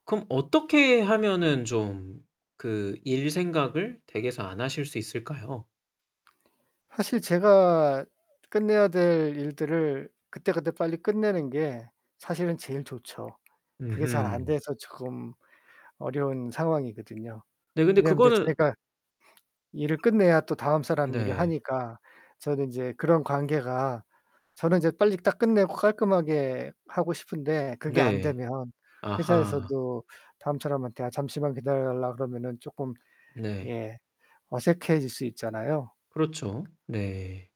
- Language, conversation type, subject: Korean, advice, 밤에 잠들기 어려워 수면 리듬이 깨졌을 때 어떻게 해야 하나요?
- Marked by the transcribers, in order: other background noise; tapping